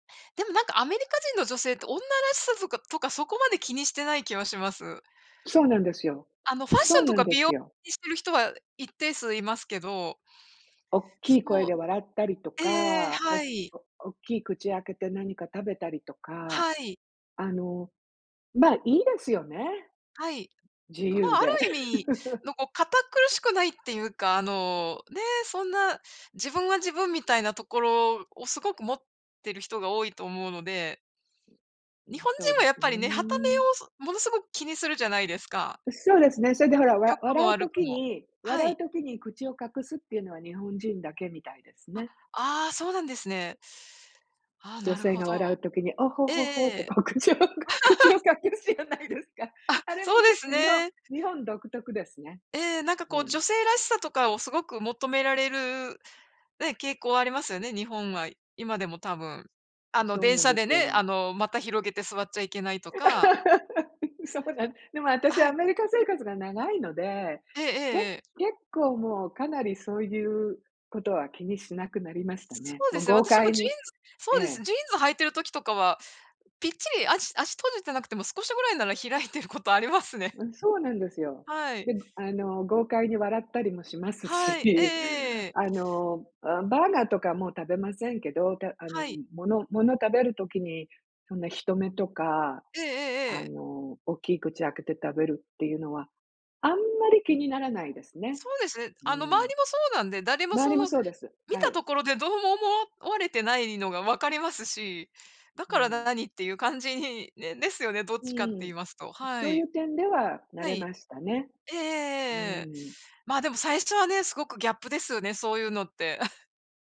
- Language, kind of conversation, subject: Japanese, unstructured, 初めての旅行で一番驚いたことは何ですか？
- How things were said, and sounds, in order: laugh; other background noise; laughing while speaking: "こう口を 口を隠すじゃないですか"; laugh; laugh; other noise; chuckle